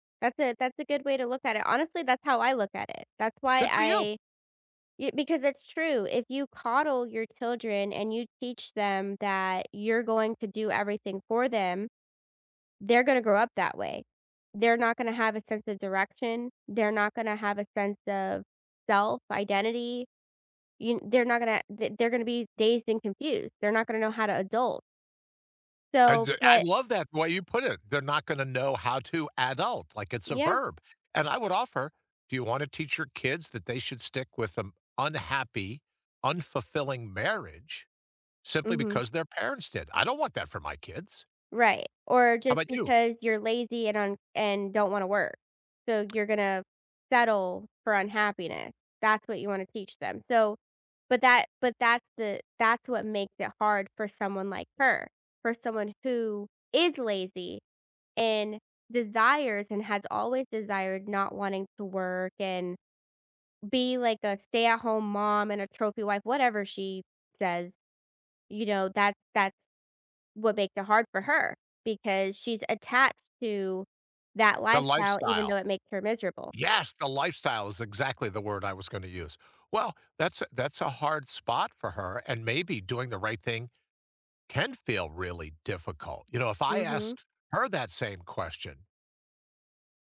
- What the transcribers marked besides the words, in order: stressed: "adult"; tapping
- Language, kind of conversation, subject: English, unstructured, Can doing the right thing ever feel difficult?